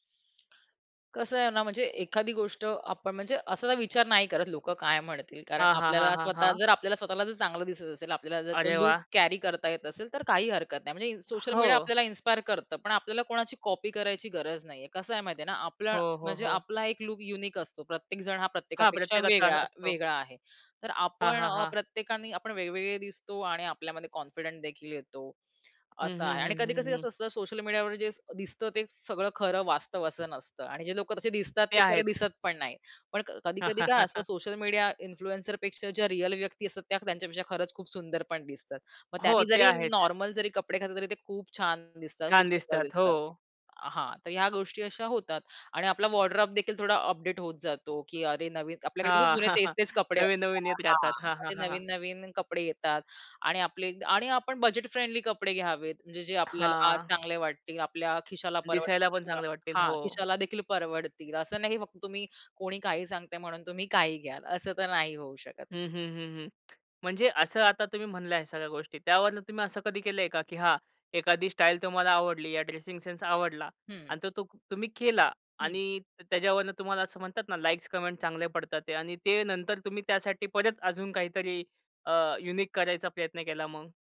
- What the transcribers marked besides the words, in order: other background noise; tapping; in English: "युनिक"; in English: "कॉन्फिडंट"; "कॉन्फिडन्स" said as "कॉन्फिडंट"; laugh; in English: "इन्फ्लुएन्सरपेक्षा"; in English: "वॉर्डरोब"; laugh; in English: "कमेंट्स"; in English: "युनिक"
- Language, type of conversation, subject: Marathi, podcast, सामाजिक माध्यमांचा तुमच्या पेहरावाच्या शैलीवर कसा परिणाम होतो?